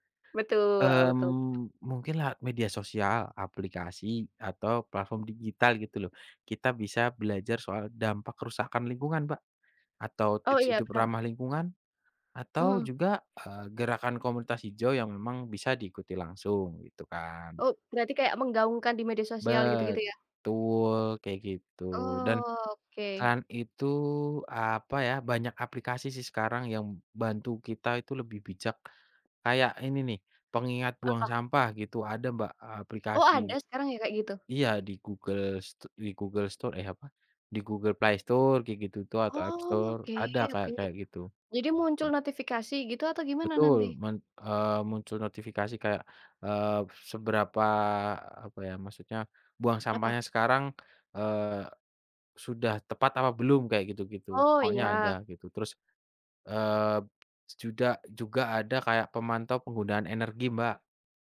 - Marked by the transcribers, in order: other background noise; drawn out: "Oke"
- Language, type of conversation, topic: Indonesian, unstructured, Bagaimana peran teknologi dalam menjaga kelestarian lingkungan saat ini?